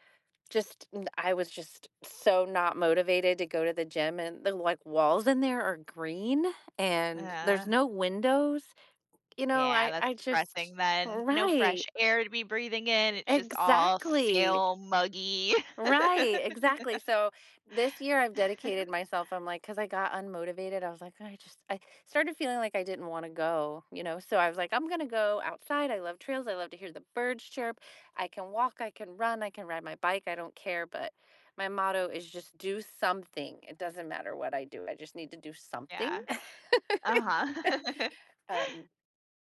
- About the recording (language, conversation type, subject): English, unstructured, How do people find motivation to make healthy lifestyle changes when faced with serious health advice?
- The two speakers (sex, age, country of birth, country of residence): female, 35-39, United States, United States; female, 50-54, United States, United States
- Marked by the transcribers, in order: groan; laugh; chuckle; laugh; background speech; laugh